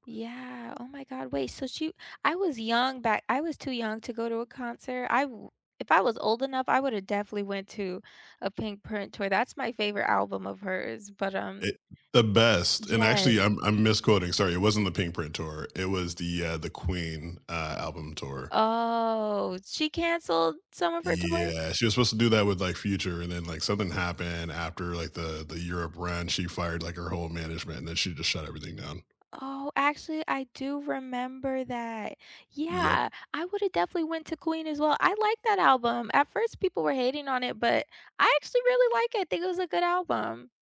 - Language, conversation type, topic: English, unstructured, What live performance moments—whether you were there in person or watching live on screen—gave you chills, and what made them unforgettable?
- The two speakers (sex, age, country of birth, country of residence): female, 25-29, United States, United States; male, 40-44, United States, United States
- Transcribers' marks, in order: tapping; drawn out: "Oh"